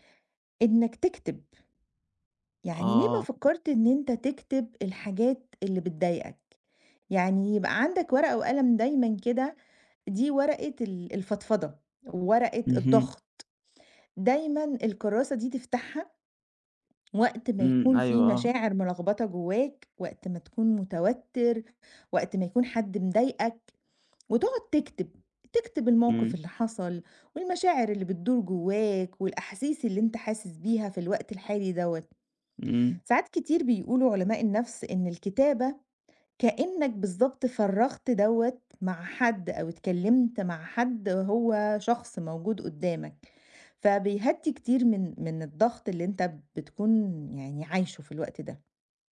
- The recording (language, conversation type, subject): Arabic, advice, إزاي بتلاقي نفسك بتلجأ للكحول أو لسلوكيات مؤذية كل ما تتوتر؟
- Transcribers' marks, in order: none